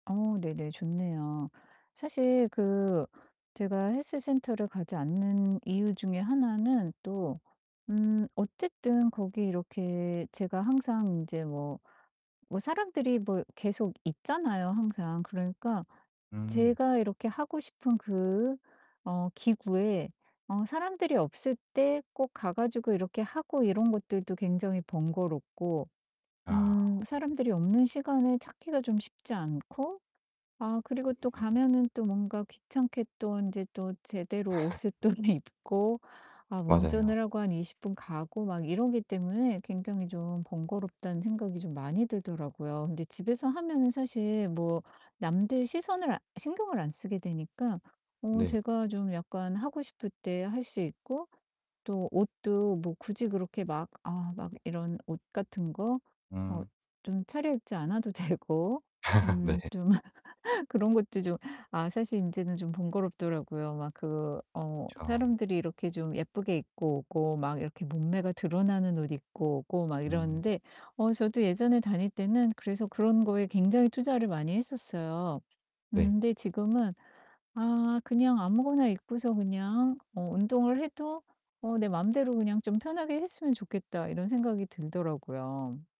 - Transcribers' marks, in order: distorted speech; unintelligible speech; laughing while speaking: "또내 입고"; "꺼내" said as "또내"; laugh; laughing while speaking: "되고"; laugh; laugh; mechanical hum
- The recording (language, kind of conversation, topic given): Korean, advice, 짧은 시간에 운동 습관을 어떻게 만들 수 있을까요?